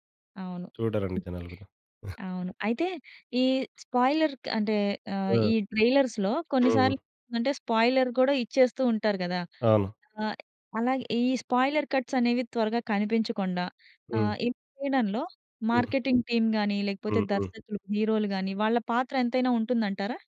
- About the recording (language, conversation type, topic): Telugu, podcast, ట్రైలర్‌లో స్పాయిలర్లు లేకుండా సినిమాకథను ఎంతవరకు చూపించడం సరైనదని మీరు భావిస్తారు?
- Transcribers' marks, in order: other background noise; in English: "స్పాయిలర్‌కు"; in English: "ట్రైలర్స్‌లో"; in English: "స్పాయిలర్"; in English: "స్పాయిలర్ కట్స్"; in English: "మార్కెటింగ్ టీమ్"